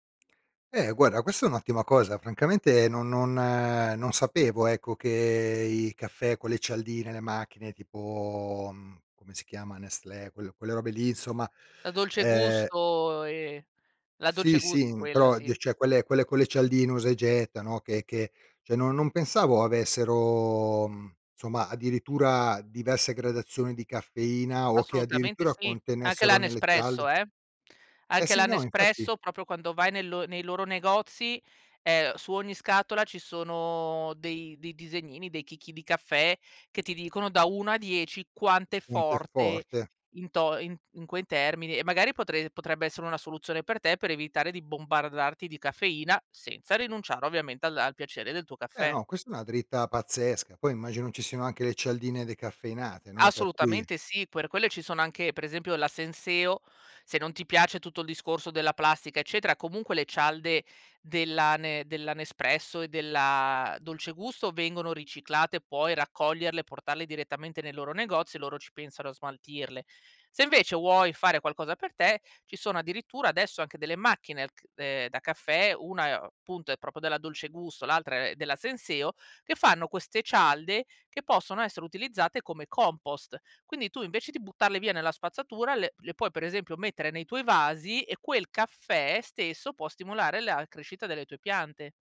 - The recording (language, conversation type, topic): Italian, advice, In che modo l’eccesso di caffeina o l’uso degli schermi la sera ti impediscono di addormentarti?
- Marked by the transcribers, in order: tapping; "guarda" said as "guara"; other background noise; "cioè" said as "ceh"; "cioè" said as "ceh"; "insomma" said as "nsoma"; "proprio" said as "propio"; "Per" said as "Puer"; "vuoi" said as "uoi"; "proprio" said as "propo"